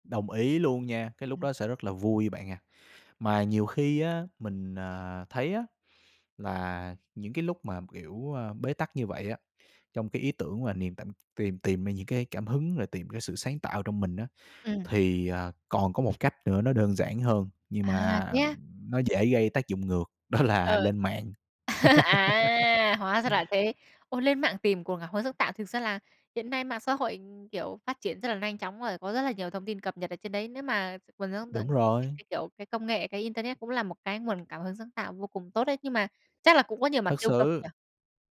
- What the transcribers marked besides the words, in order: laugh; laughing while speaking: "đó là"; tapping; laugh; other background noise
- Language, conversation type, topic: Vietnamese, podcast, Bạn có thói quen nào giúp bạn tìm được cảm hứng sáng tạo không?